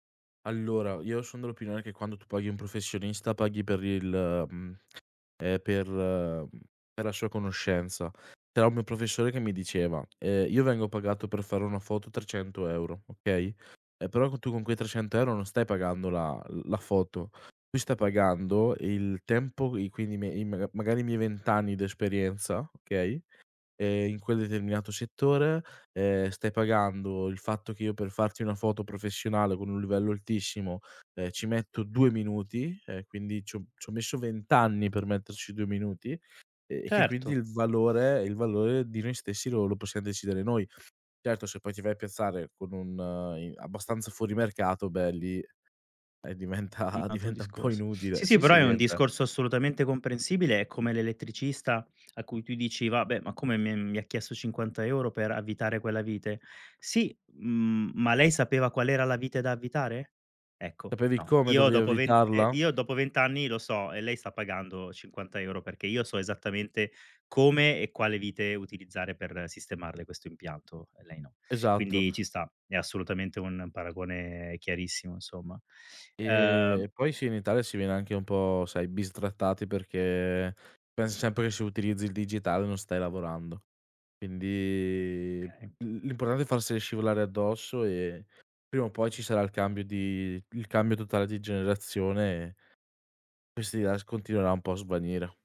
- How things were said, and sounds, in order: other background noise; laughing while speaking: "diventa diventa un po'"; "Sapevi" said as "tapevi"; "sempre" said as "sempe"; drawn out: "Quindi"; "Okay" said as "kay"
- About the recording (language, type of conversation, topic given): Italian, podcast, Come trasformi un’idea in qualcosa di concreto?